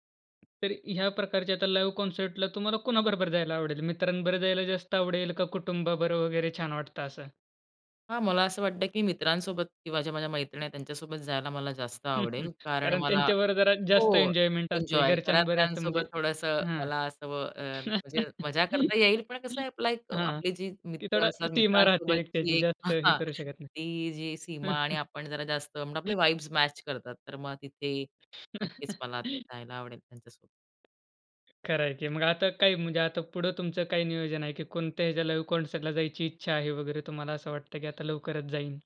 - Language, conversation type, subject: Marathi, podcast, तुझं आवडतं गाणं थेट कार्यक्रमात ऐकताना तुला काय वेगळं वाटलं?
- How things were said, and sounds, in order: tapping; in English: "लाईव्ह कॉन्सर्टला"; laugh; other background noise; in English: "एन्जॉयमेंट"; laugh; laugh; unintelligible speech; in English: "वाइब्स मॅच"; laugh; in English: "लाईव्ह कॉन्सर्टला"